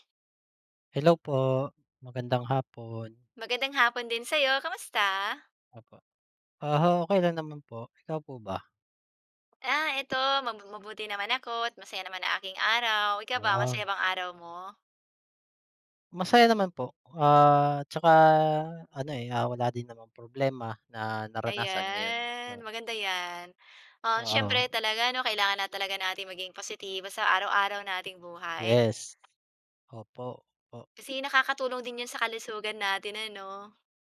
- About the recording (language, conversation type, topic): Filipino, unstructured, Ano ang pinakaepektibong paraan para simulan ang mas malusog na pamumuhay?
- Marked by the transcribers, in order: drawn out: "Ayan"; other background noise